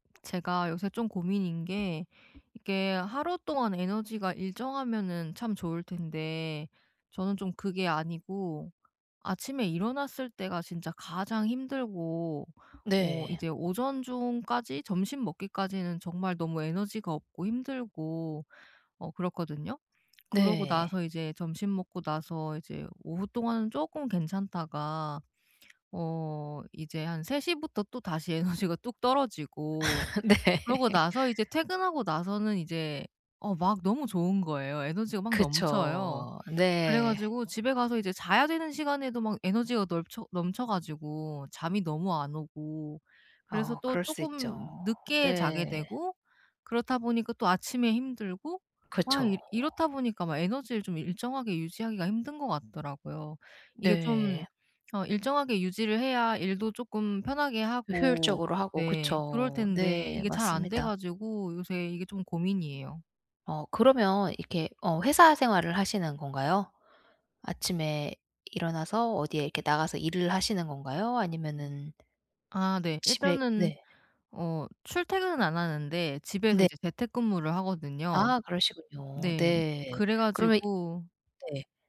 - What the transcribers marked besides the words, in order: other background noise; tapping; laughing while speaking: "에너지가"; laugh; laughing while speaking: "네"; "널쳐" said as "넘쳐"
- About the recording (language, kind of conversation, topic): Korean, advice, 하루 동안 에너지를 일정하게 유지하려면 어떻게 해야 하나요?